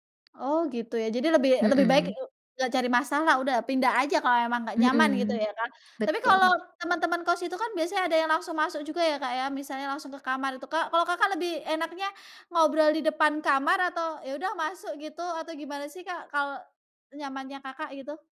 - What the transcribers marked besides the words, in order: tapping
- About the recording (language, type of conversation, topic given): Indonesian, podcast, Bagaimana cara kamu membuat kamar tidur menjadi zona nyaman?